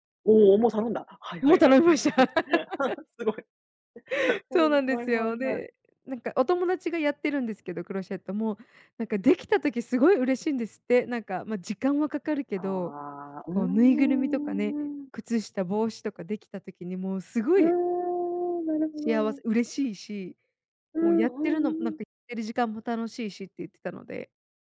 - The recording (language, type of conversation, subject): Japanese, unstructured, 趣味をしているとき、いちばん楽しい瞬間はいつですか？
- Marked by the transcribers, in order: laughing while speaking: "頼みました"; laugh; chuckle; laughing while speaking: "すごい"; drawn out: "うーん"